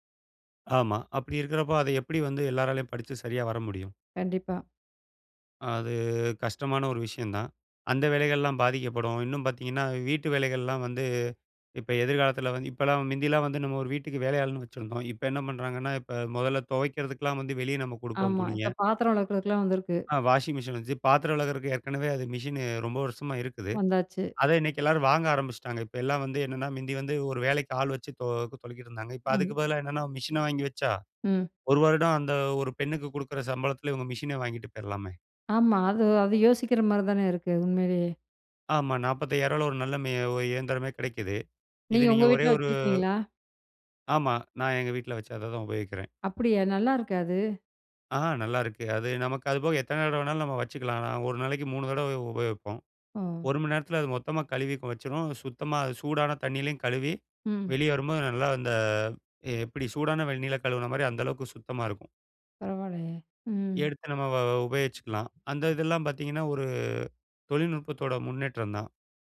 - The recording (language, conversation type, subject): Tamil, podcast, எதிர்காலத்தில் செயற்கை நுண்ணறிவு நம் வாழ்க்கையை எப்படிப் மாற்றும்?
- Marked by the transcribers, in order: drawn out: "அது"; in English: "வாஷிங்மிஷின்"; anticipating: "நல்லா இருக்கா அது?"